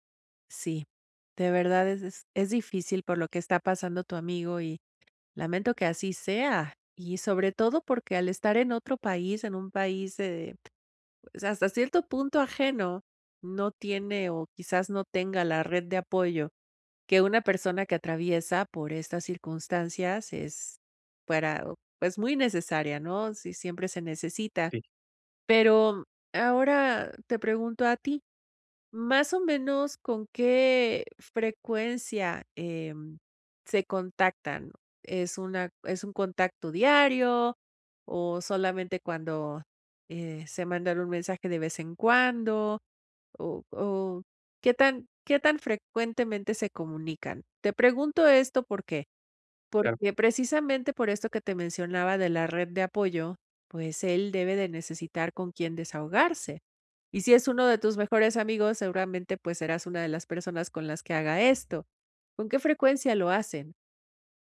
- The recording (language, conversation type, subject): Spanish, advice, ¿Cómo puedo apoyar a alguien que está atravesando cambios importantes en su vida?
- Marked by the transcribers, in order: other background noise